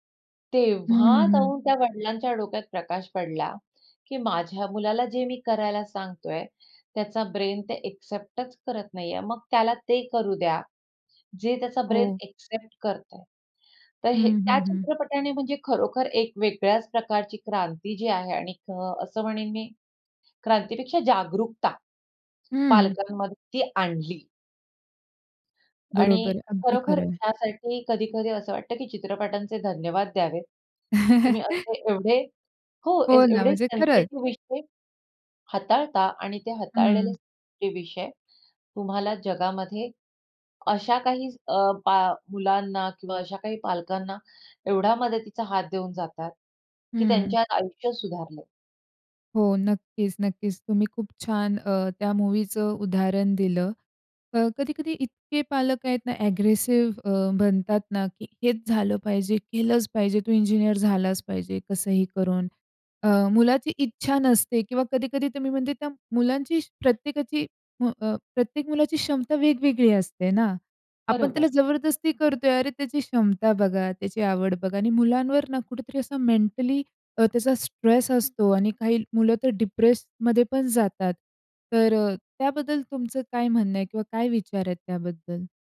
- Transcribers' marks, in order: stressed: "तेव्हा"; in English: "ब्रेन"; in English: "ॲक्सेप्टच"; in English: "ब्रेन ॲक्सेप्ट"; tapping; chuckle; in English: "सेन्सिटिव्ह"; in English: "ॲग्रेसिव्ह"; in English: "डिप्रेस्डमध्ये"
- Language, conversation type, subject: Marathi, podcast, आई-वडिलांना तुमच्या करिअरबाबत कोणत्या अपेक्षा असतात?